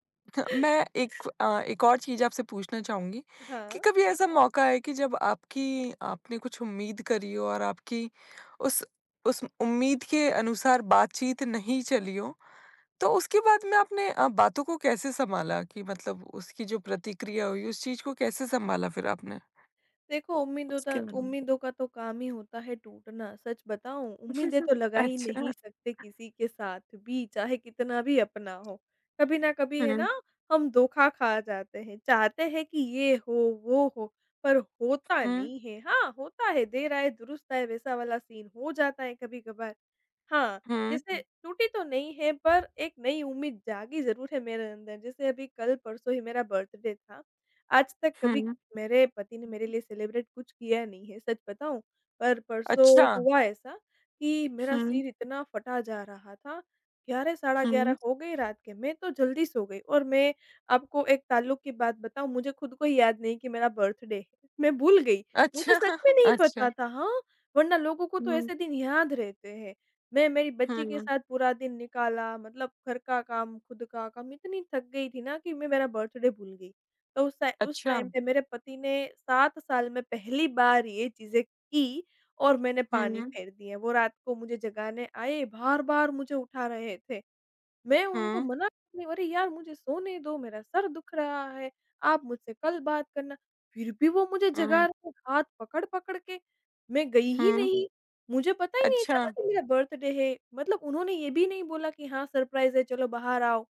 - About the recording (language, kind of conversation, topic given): Hindi, podcast, आप अपने साथी से कठिन बातें कैसे कहते हैं?
- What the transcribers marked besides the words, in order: other background noise; laughing while speaking: "अच्छा"; tapping; in English: "सीन"; in English: "बर्थडे"; in English: "सेलिब्रेट"; in English: "बर्थडे"; laughing while speaking: "अच्छा"; in English: "बर्थडे"; in English: "टाइम"; in English: "बर्थडे"; in English: "सरप्राइज़"